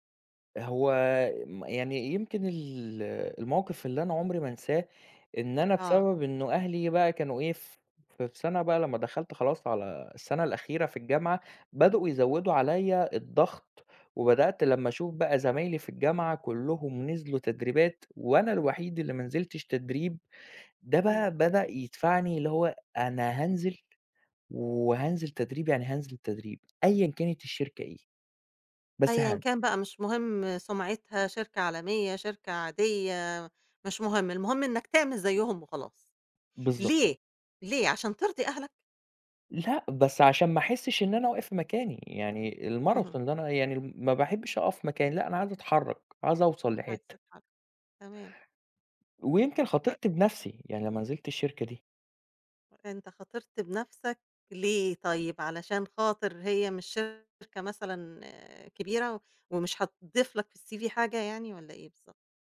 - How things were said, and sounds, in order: tapping; in English: "الCV"
- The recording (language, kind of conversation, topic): Arabic, podcast, إزاي الضغط الاجتماعي بيأثر على قراراتك لما تاخد مخاطرة؟